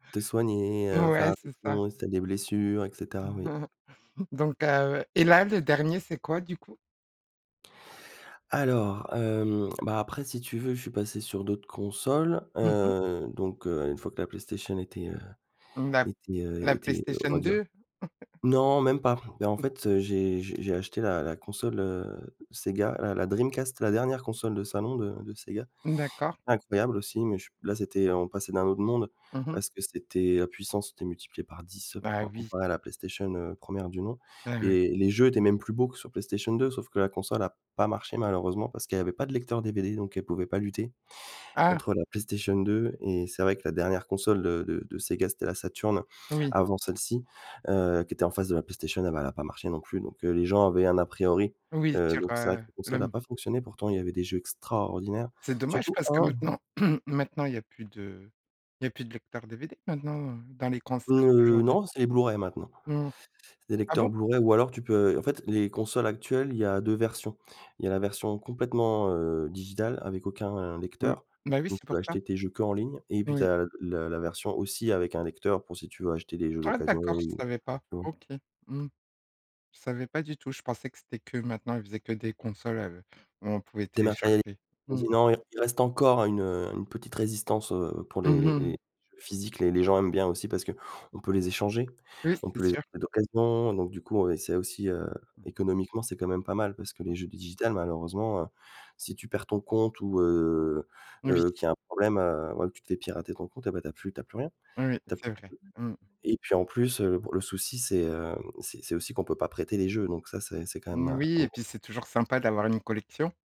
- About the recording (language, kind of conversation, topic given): French, podcast, Quelle activité te fait perdre la notion du temps ?
- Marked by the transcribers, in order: chuckle; laugh; throat clearing; unintelligible speech; unintelligible speech